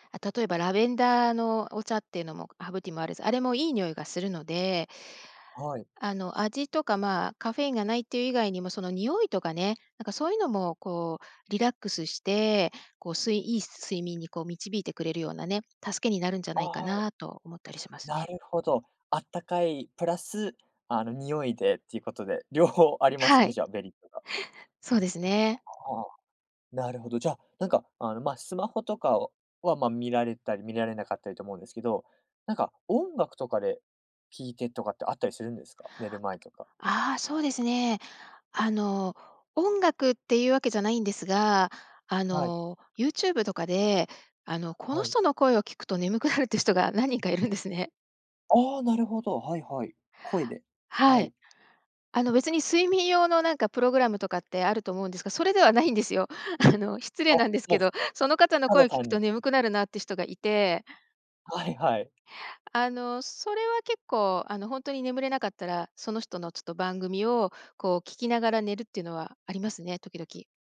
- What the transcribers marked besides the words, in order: giggle; other noise
- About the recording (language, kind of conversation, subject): Japanese, podcast, 睡眠前のルーティンはありますか？